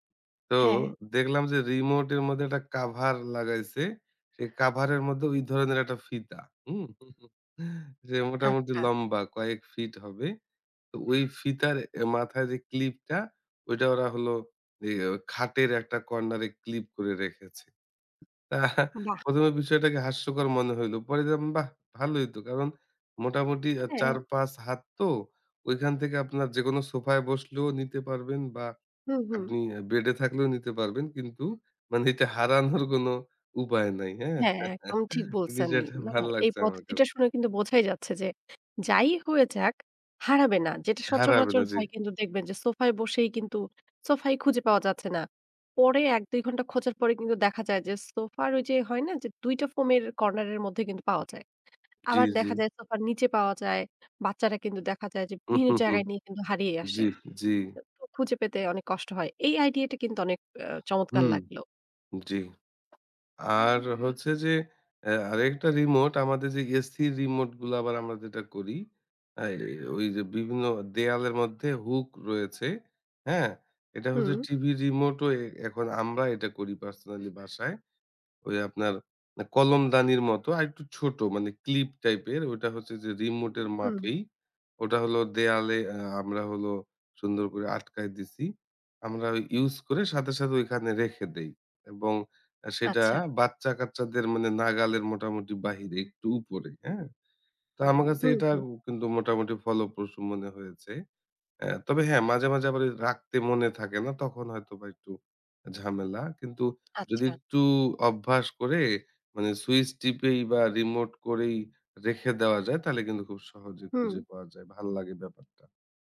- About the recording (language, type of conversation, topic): Bengali, podcast, রিমোট, চাবি আর ফোন বারবার হারানো বন্ধ করতে কী কী কার্যকর কৌশল মেনে চলা উচিত?
- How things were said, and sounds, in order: bird; other background noise; chuckle; chuckle; laughing while speaking: "এটা হারানোর কোন উপায়"; chuckle; laughing while speaking: "বিষয়টা ভাল লাগছে আমার কাছে"; chuckle